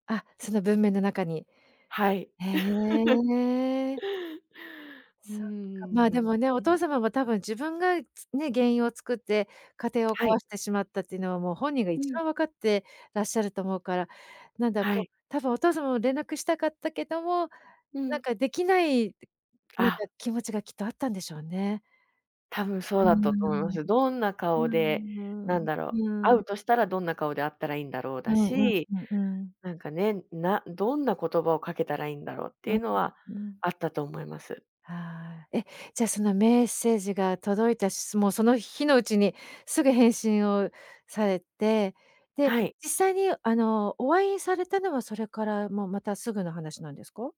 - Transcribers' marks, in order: laugh; other background noise; tapping
- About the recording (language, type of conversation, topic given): Japanese, podcast, 疎遠になった親と、もう一度関係を築き直すには、まず何から始めればよいですか？